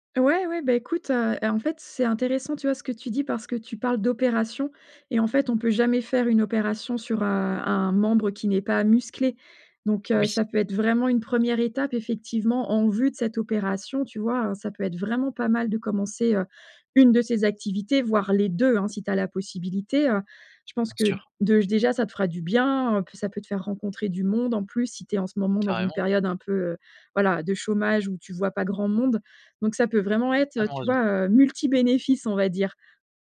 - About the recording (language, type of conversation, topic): French, advice, Quelle activité est la plus adaptée à mon problème de santé ?
- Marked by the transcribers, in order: stressed: "les deux"